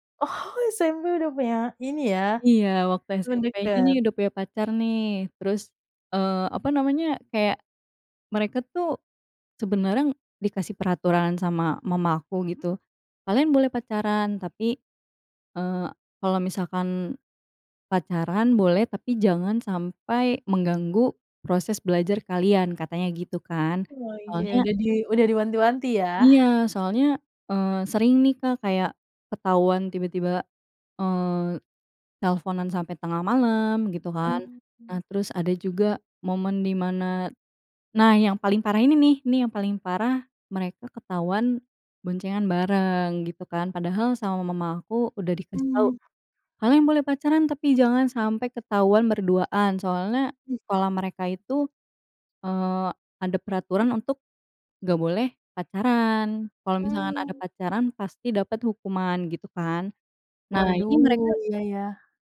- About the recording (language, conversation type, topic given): Indonesian, podcast, Bagaimana kalian biasanya menyelesaikan konflik dalam keluarga?
- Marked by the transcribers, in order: laughing while speaking: "Oh"; other background noise; tapping; "sebenarnya" said as "sebenarang"